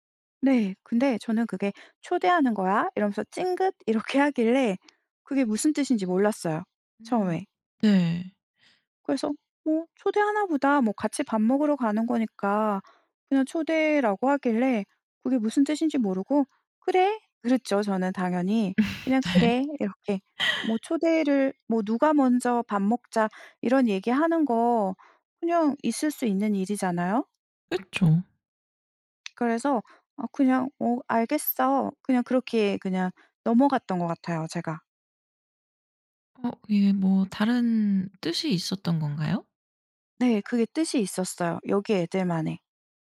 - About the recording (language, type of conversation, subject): Korean, podcast, 문화 차이 때문에 어색했던 순간을 이야기해 주실래요?
- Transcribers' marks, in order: tapping; laugh; laughing while speaking: "네"